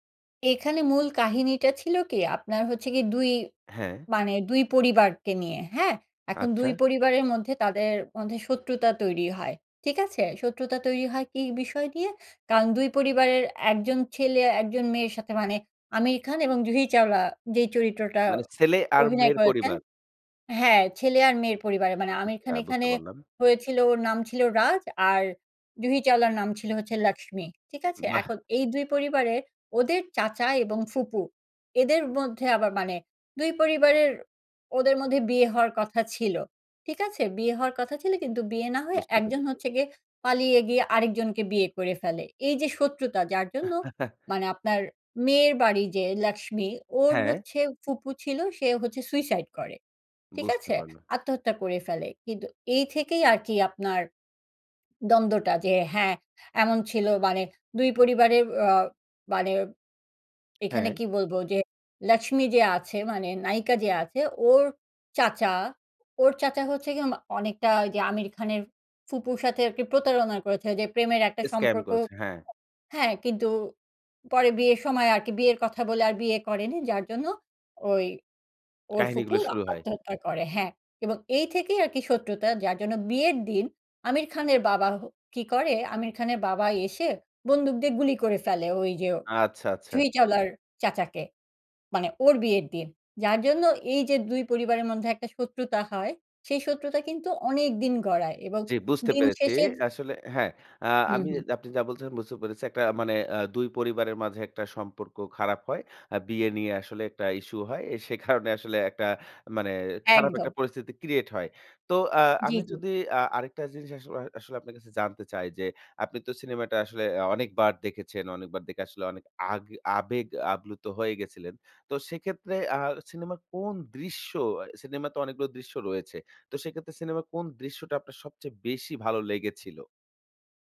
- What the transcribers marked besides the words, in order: chuckle
- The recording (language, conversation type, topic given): Bengali, podcast, বল তো, কোন সিনেমা তোমাকে সবচেয়ে গভীরভাবে ছুঁয়েছে?